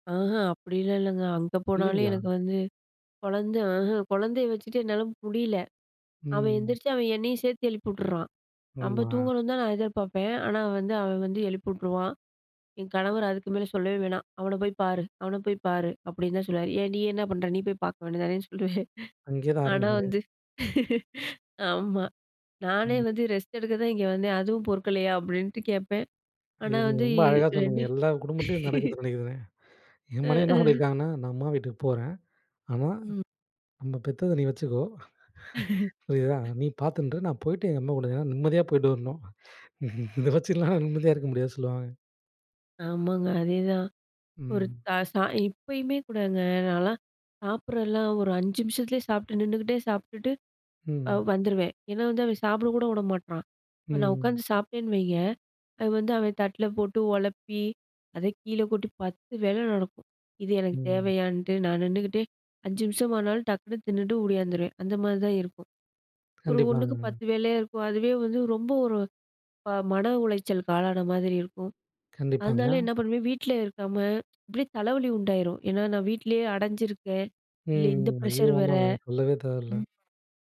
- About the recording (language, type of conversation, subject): Tamil, podcast, ஒரு சாதாரண காலையில் மகிழ்ச்சி உங்களுக்கு எப்படி தோன்றுகிறது?
- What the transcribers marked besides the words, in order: angry: "ஏன் நீ என்ன பண்ற? நீ போய் பாக்க வேண்டியது தானேன்னு சொல்லுவேன்"; laugh; laugh; laugh; unintelligible speech; other background noise